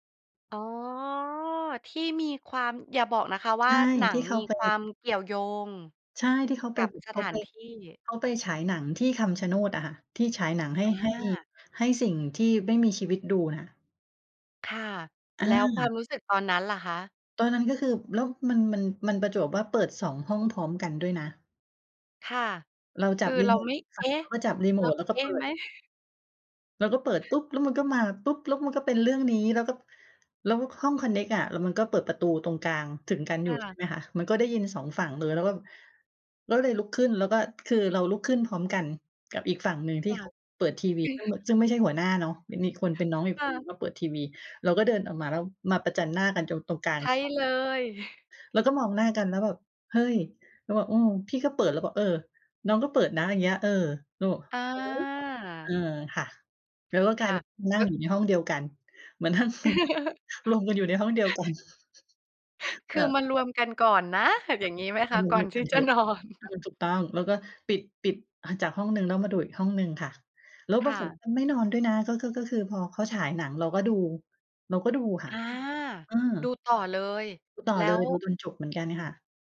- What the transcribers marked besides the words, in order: drawn out: "อ๋อ"; chuckle; tapping; other background noise; chuckle; chuckle; chuckle; laughing while speaking: "รวมกันอยู่ในห้องเดียวกัน"; chuckle; laughing while speaking: "นอน"; chuckle
- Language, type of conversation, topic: Thai, podcast, มีสถานที่ไหนที่มีความหมายทางจิตวิญญาณสำหรับคุณไหม?